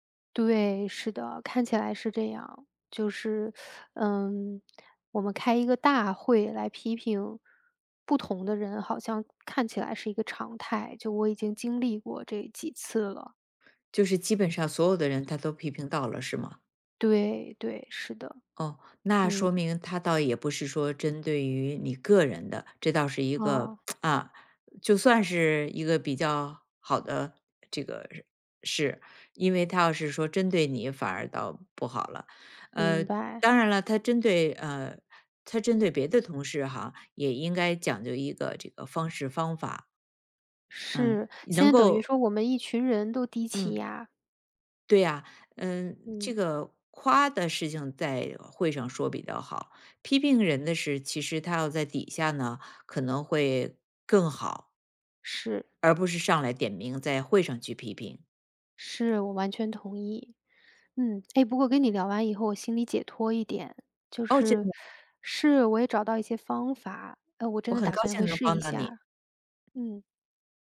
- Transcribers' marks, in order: teeth sucking; tsk
- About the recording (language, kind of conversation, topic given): Chinese, advice, 接到批评后我该怎么回应？